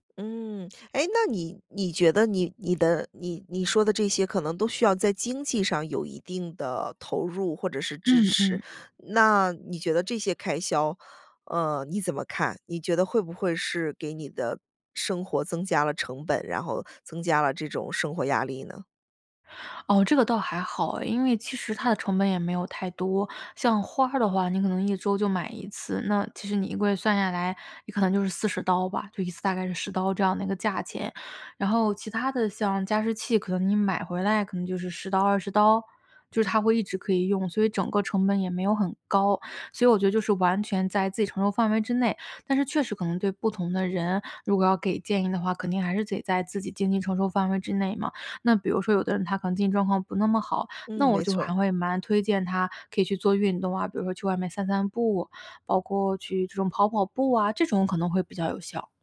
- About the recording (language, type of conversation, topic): Chinese, podcast, 你平常会做哪些小事让自己一整天都更有精神、心情更好吗？
- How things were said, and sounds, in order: none